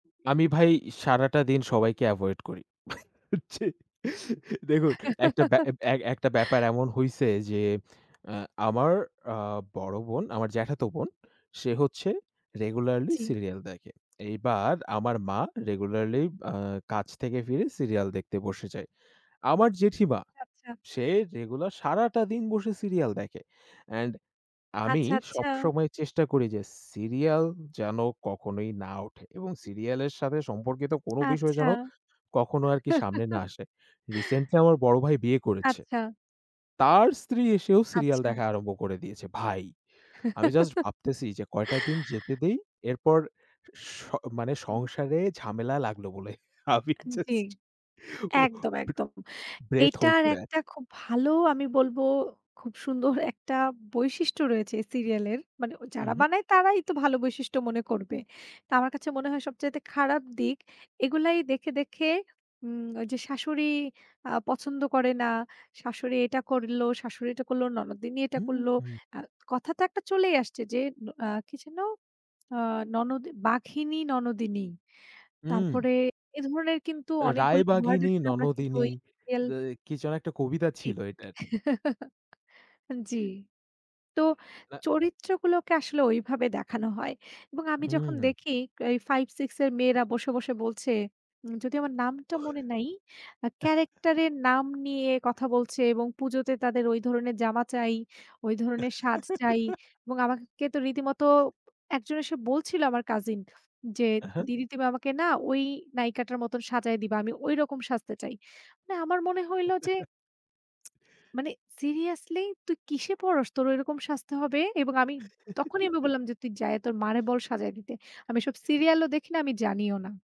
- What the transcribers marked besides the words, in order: laughing while speaking: "জ্বি। দেখুন"; chuckle; chuckle; chuckle; laughing while speaking: "আমি just breathe hold করে আছি"; in English: "breathe hold"; laughing while speaking: "আমি বলবো খুব সুন্দর একটা বৈশিষ্ট্য রয়েছে এই serial এর"; chuckle
- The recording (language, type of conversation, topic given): Bengali, unstructured, মুভি বা ধারাবাহিক কি আমাদের সামাজিক মানসিকতাকে বিকৃত করে?